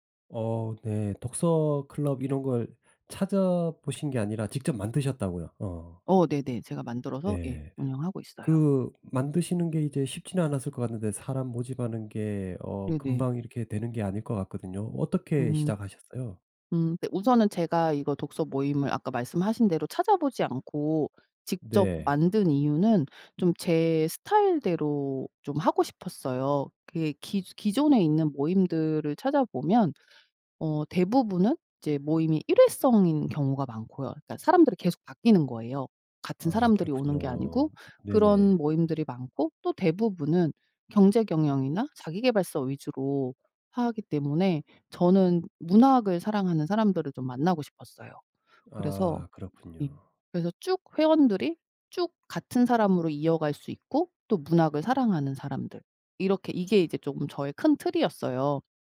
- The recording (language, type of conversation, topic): Korean, podcast, 취미 모임이나 커뮤니티에 참여해 본 경험은 어땠나요?
- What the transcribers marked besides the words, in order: none